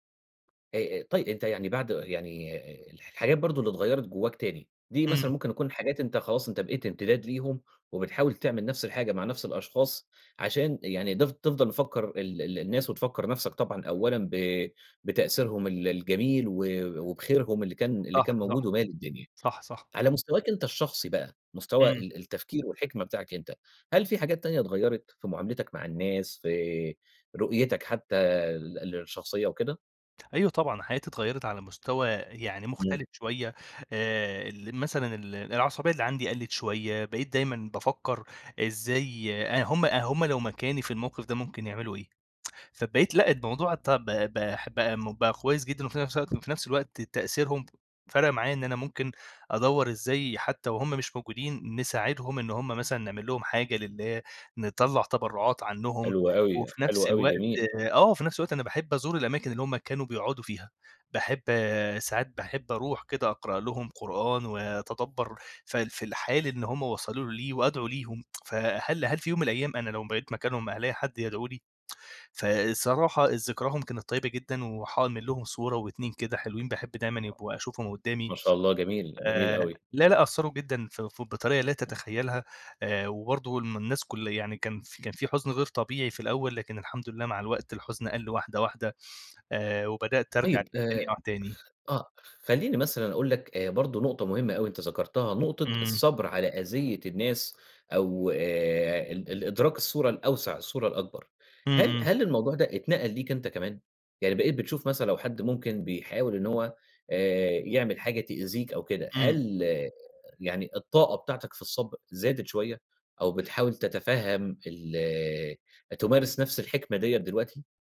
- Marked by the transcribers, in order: tsk; tsk; tsk; background speech; unintelligible speech
- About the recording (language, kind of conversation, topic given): Arabic, podcast, إزاي فقدان حد قريب منك بيغيّرك؟